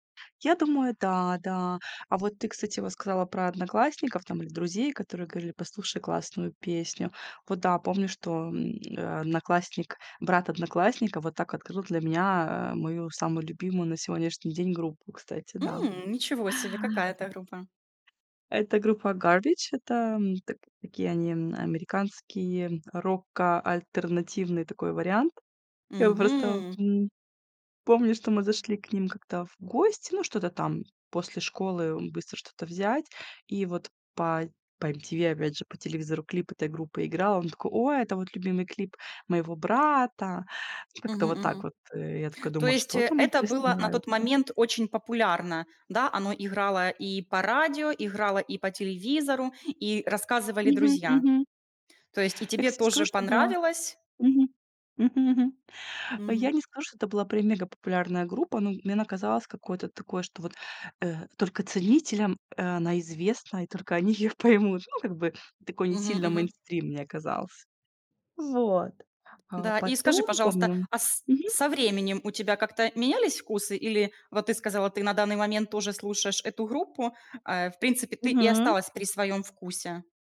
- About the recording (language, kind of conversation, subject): Russian, podcast, Как ты обычно находишь для себя новую музыку?
- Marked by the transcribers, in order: put-on voice: "Garbage"; tapping; laughing while speaking: "ее поймут"